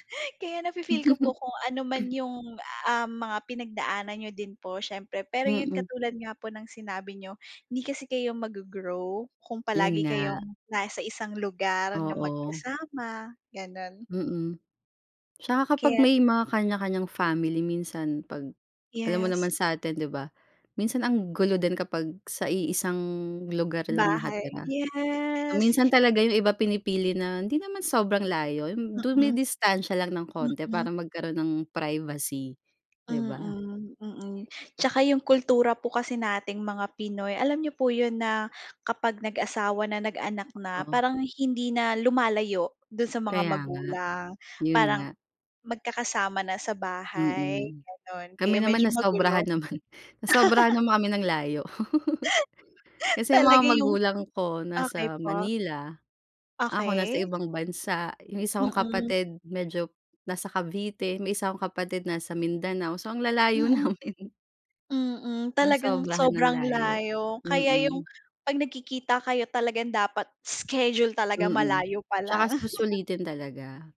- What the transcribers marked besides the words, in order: laugh; throat clearing; laugh; laughing while speaking: "namin"; laugh
- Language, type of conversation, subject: Filipino, unstructured, Ano ang pinaka-memorable mong kainan kasama ang pamilya?